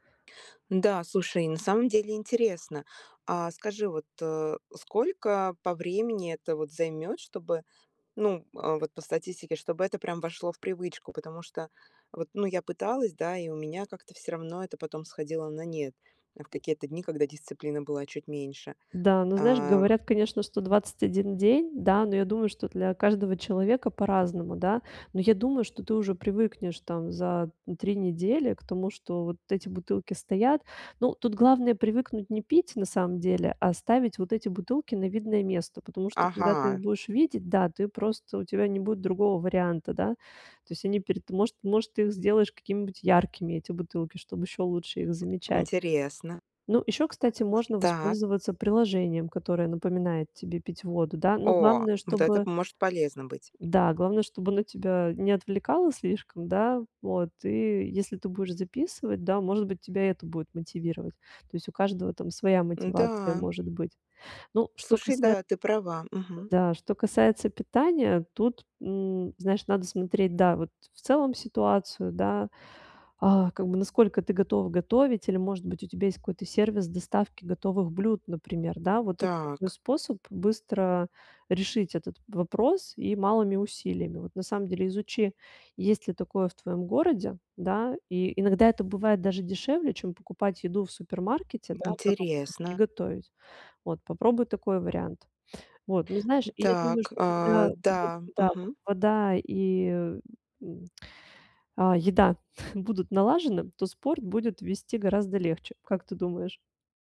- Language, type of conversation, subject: Russian, advice, Как маленькие ежедневные шаги помогают добиться устойчивых изменений?
- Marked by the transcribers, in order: tapping; other background noise; other noise; sigh; chuckle